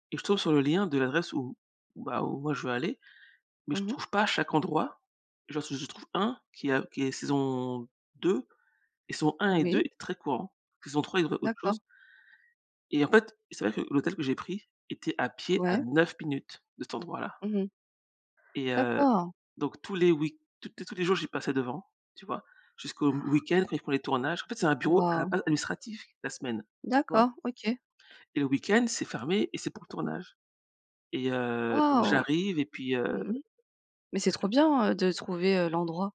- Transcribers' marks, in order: gasp
- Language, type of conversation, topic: French, unstructured, Peux-tu partager un moment où tu as ressenti une vraie joie ?